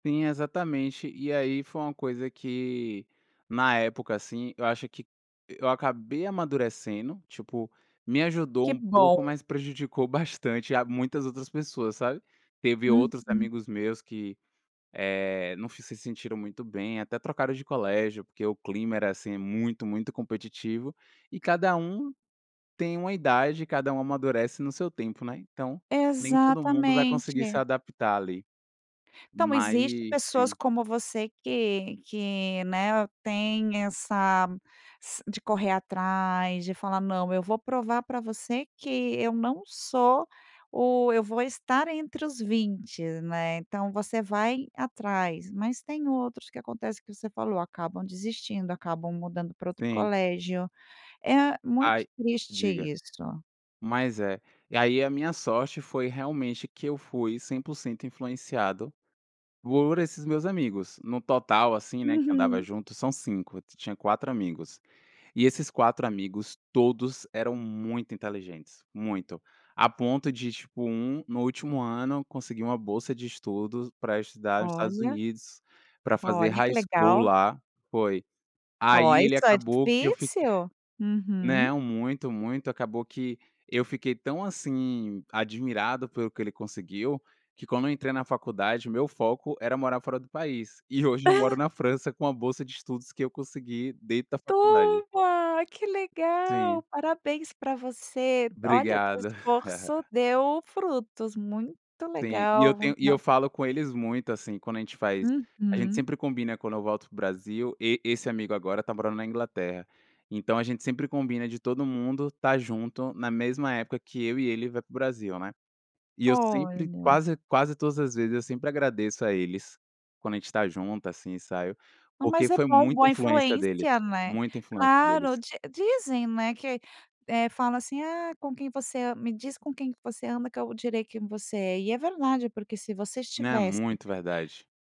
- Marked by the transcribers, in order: in English: "High School"; laugh; tapping; laugh; unintelligible speech; other noise
- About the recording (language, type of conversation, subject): Portuguese, podcast, Qual é a influência da família e dos amigos no seu estilo?